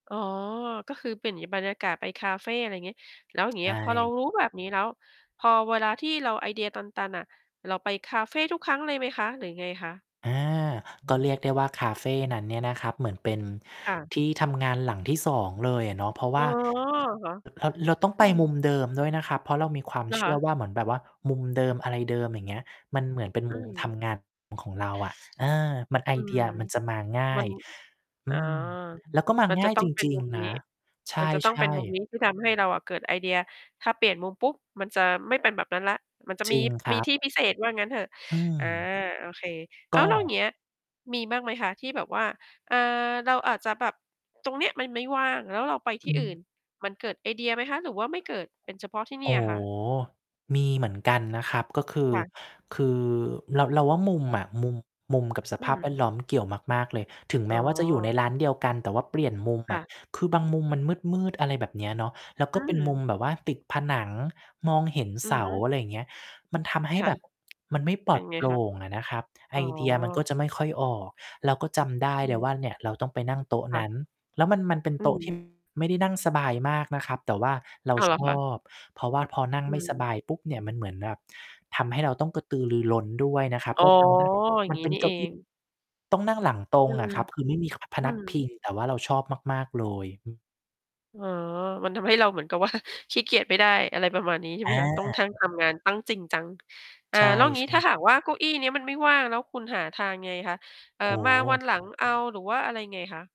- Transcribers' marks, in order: distorted speech; static; tapping; background speech; laughing while speaking: "ว่า"
- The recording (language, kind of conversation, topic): Thai, podcast, คุณรับมือกับอาการไอเดียตันยังไง?